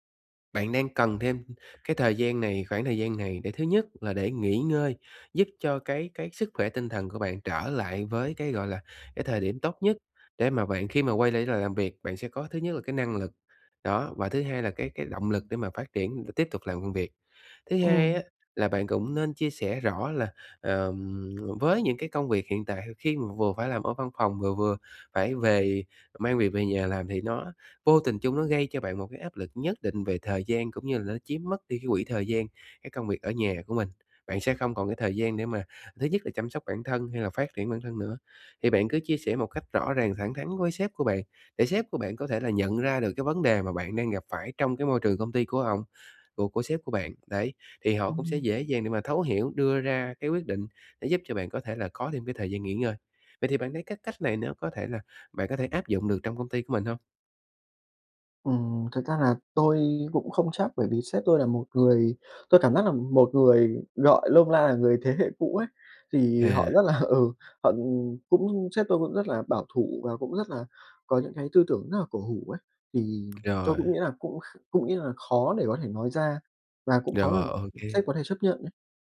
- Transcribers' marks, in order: tapping; other background noise; "nôm na" said as "lôm la"; laughing while speaking: "là ừ"
- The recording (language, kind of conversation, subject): Vietnamese, advice, Bạn sợ bị đánh giá như thế nào khi bạn cần thời gian nghỉ ngơi hoặc giảm tải?